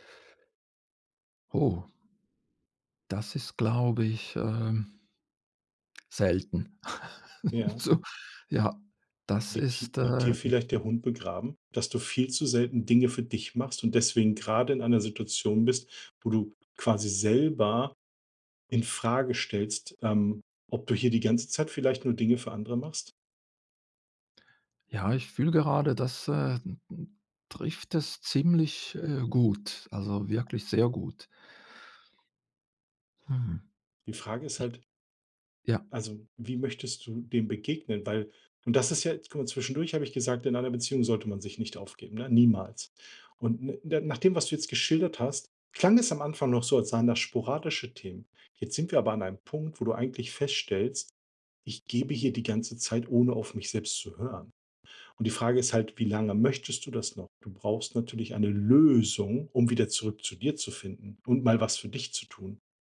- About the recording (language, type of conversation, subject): German, advice, Wie kann ich innere Motivation finden, statt mich nur von äußeren Anreizen leiten zu lassen?
- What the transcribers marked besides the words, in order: chuckle; laughing while speaking: "so"; stressed: "selber"; stressed: "Lösung"